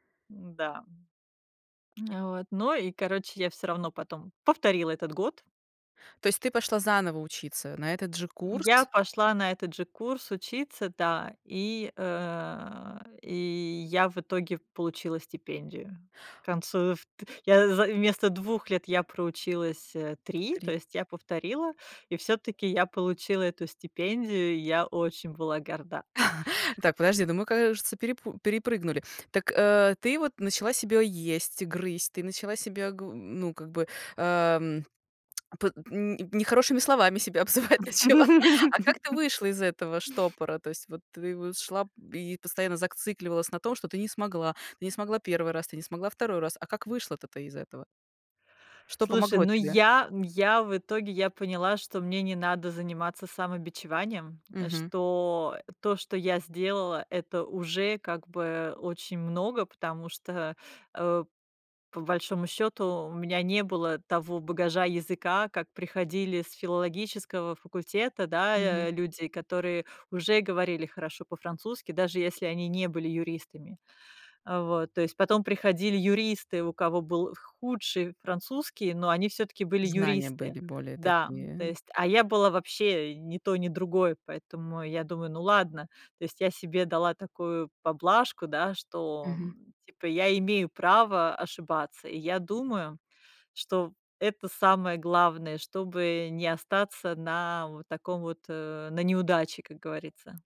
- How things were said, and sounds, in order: tapping; chuckle; laughing while speaking: "нехорошими словами себя обзывать начала"; laugh
- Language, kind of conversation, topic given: Russian, podcast, Как не зацикливаться на ошибках и двигаться дальше?